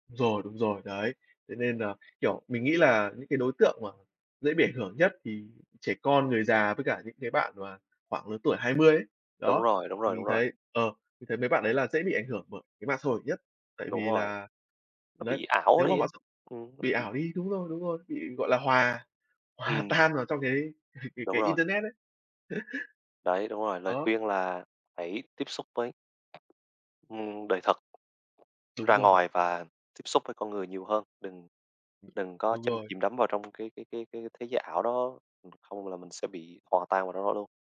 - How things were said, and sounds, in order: other background noise; tapping; unintelligible speech; laughing while speaking: "hòa"; laugh
- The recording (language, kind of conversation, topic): Vietnamese, unstructured, Bạn nghĩ mạng xã hội ảnh hưởng như thế nào đến cuộc sống hằng ngày?